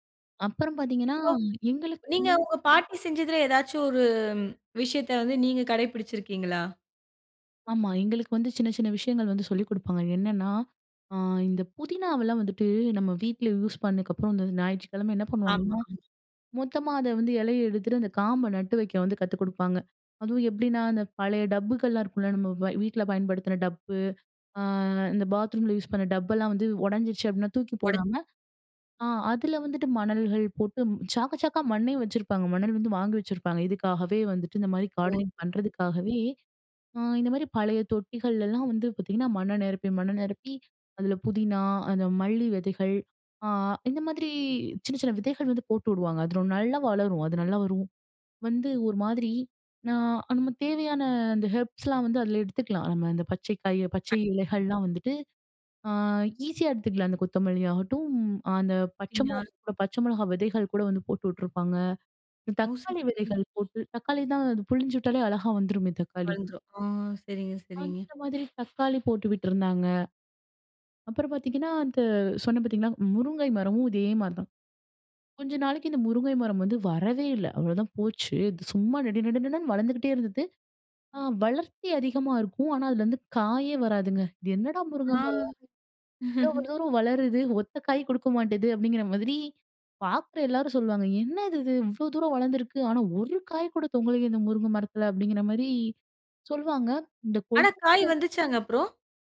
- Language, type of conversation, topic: Tamil, podcast, குடும்பத்தில் பசுமை பழக்கங்களை எப்படித் தொடங்கலாம்?
- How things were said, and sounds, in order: other background noise; in English: "கார்டனிங்"; in English: "ஹெர்ப்ஸ்லாம்"; other noise; unintelligible speech; laugh; unintelligible speech